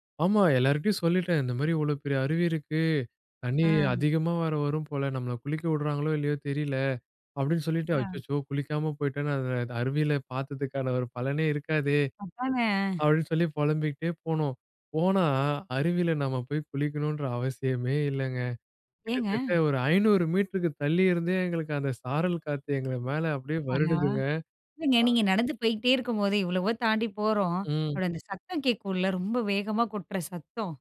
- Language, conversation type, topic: Tamil, podcast, இயற்கையில் நேரம் செலவிடுவது உங்கள் மனநலத்திற்கு எப்படி உதவுகிறது?
- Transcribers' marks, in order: other background noise; drawn out: "போனா"; "எங்கள் மேல" said as "எங்களை மேல"; "எவ்வளவோ" said as "இவ்வளவோ"